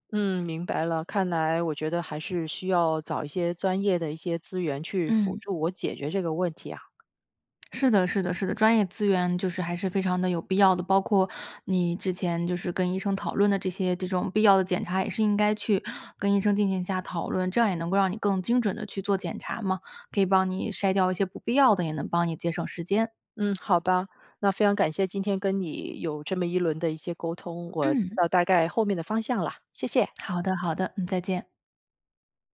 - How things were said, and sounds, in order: other background noise; joyful: "谢谢"
- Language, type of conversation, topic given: Chinese, advice, 当你把身体症状放大时，为什么会产生健康焦虑？